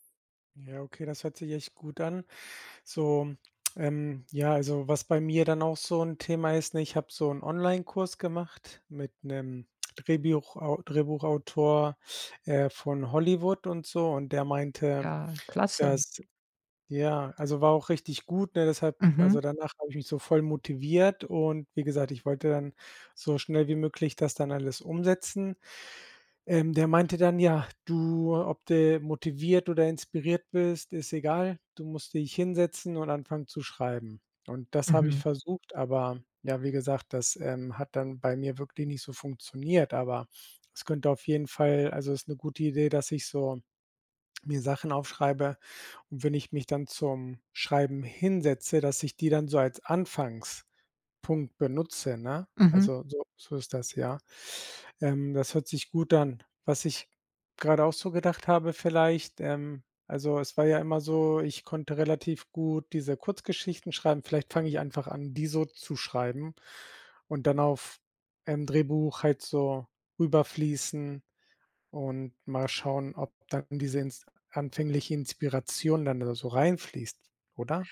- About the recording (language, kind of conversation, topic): German, advice, Wie kann ich eine kreative Routine aufbauen, auch wenn Inspiration nur selten kommt?
- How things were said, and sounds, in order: none